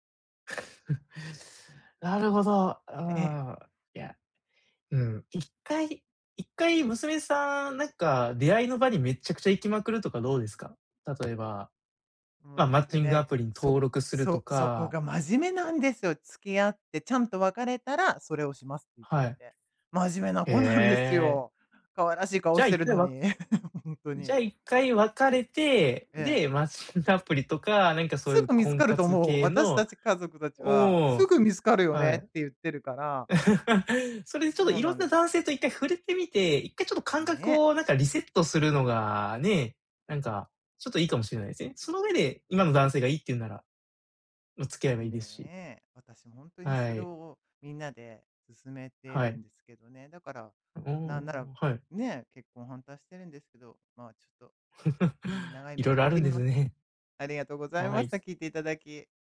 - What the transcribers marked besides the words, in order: other noise; chuckle; other background noise; chuckle; chuckle; chuckle
- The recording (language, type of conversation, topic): Japanese, advice, 結婚や交際を家族に反対されて悩んでいる